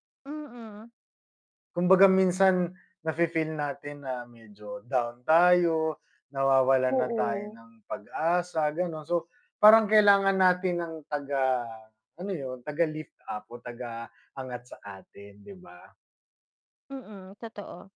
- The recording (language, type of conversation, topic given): Filipino, unstructured, Paano ka nagkakaroon ng kumpiyansa sa sarili?
- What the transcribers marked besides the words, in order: static; in English: "lift up"